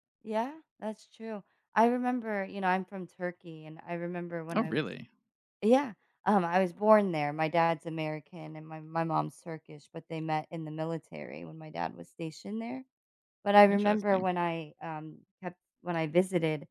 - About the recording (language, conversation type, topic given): English, unstructured, How do you balance fitting in and standing out?
- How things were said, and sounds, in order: none